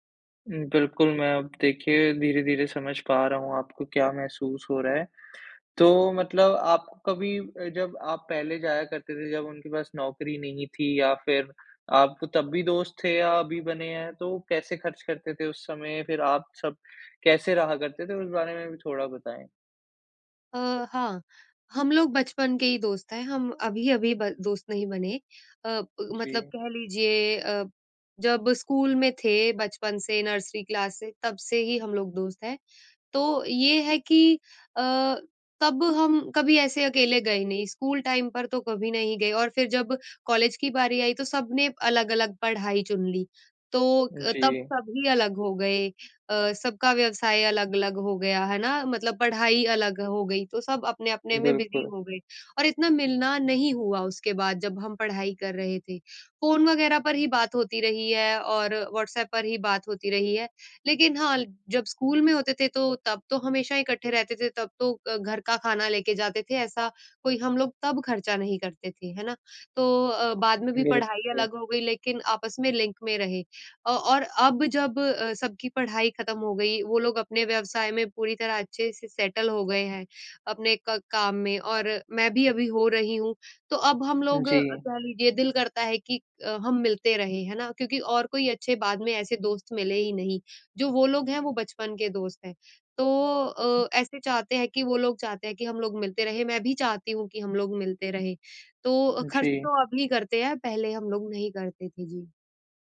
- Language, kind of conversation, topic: Hindi, advice, क्या आप अपने दोस्तों की जीवनशैली के मुताबिक खर्च करने का दबाव महसूस करते हैं?
- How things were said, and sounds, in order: in English: "नर्सरी क्लास"; in English: "टाइम"; in English: "लिंक"; in English: "सेटल"